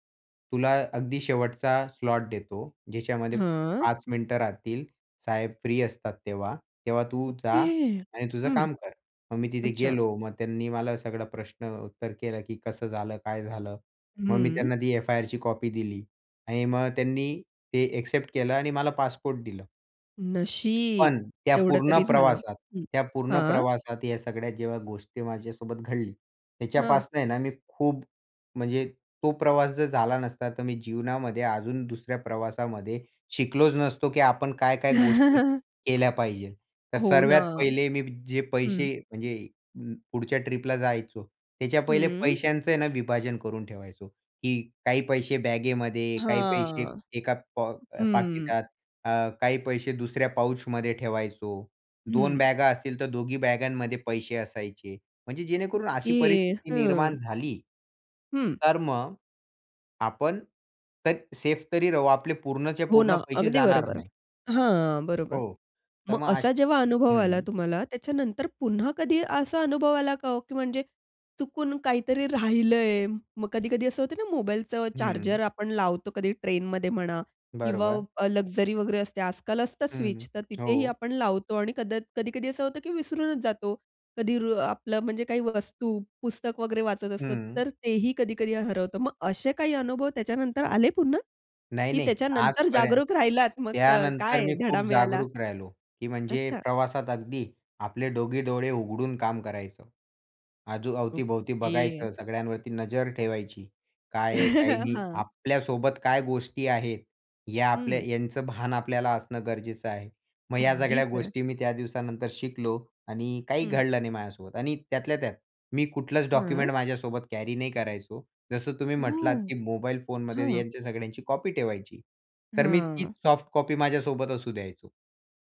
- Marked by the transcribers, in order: in English: "स्लॉट"; other noise; in English: "एक्सेप्ट"; drawn out: "नशीब"; chuckle; other background noise; "अजून" said as "अजू"; chuckle; in English: "सॉफ्ट कॉपी"
- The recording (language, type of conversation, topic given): Marathi, podcast, प्रवासात तुमचं सामान कधी हरवलं आहे का, आणि मग तुम्ही काय केलं?